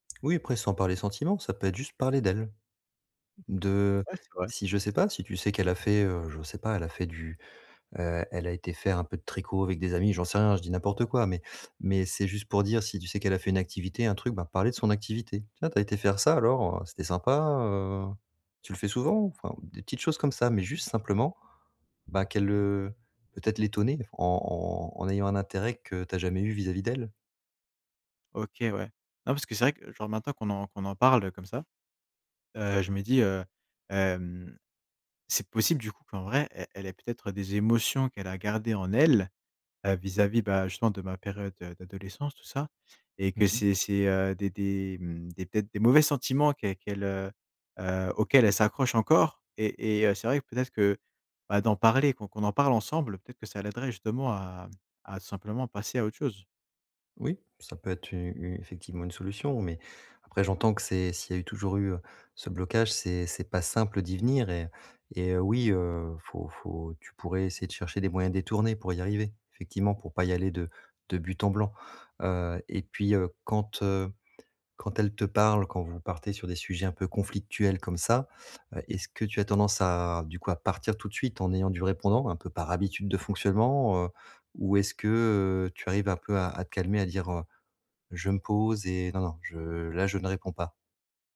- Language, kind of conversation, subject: French, advice, Comment gérer une réaction émotionnelle excessive lors de disputes familiales ?
- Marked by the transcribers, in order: tapping